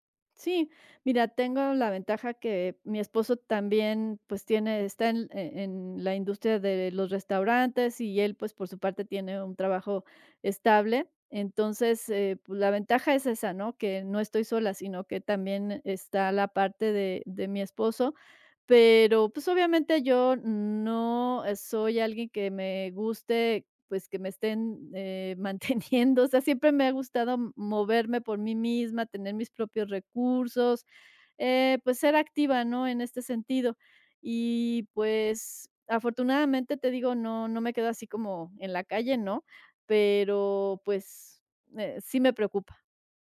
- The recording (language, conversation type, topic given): Spanish, advice, ¿Cómo estás manejando la incertidumbre tras un cambio inesperado de trabajo?
- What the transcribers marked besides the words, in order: laughing while speaking: "manteniendo"